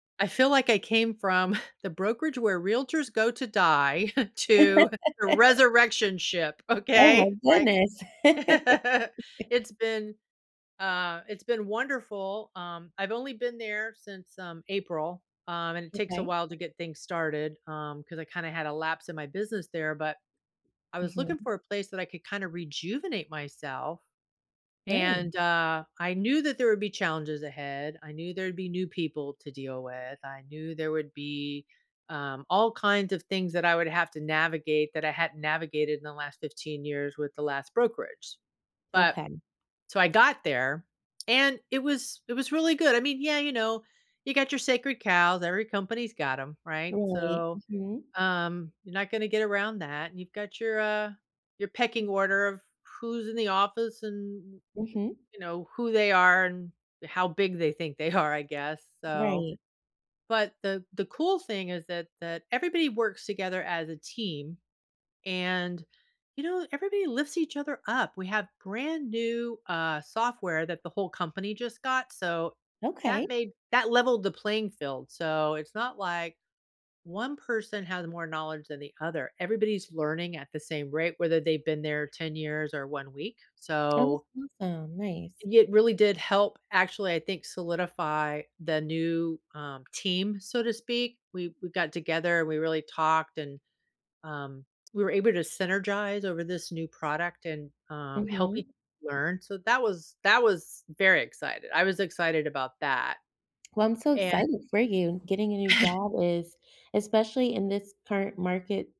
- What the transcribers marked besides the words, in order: chuckle; chuckle; laugh; laughing while speaking: "okay?"; laugh; laugh; tapping; laughing while speaking: "are"; chuckle
- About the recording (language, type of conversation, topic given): English, advice, How can I prepare for starting my new job confidently?
- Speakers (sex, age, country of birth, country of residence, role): female, 40-44, United States, United States, advisor; female, 60-64, United States, United States, user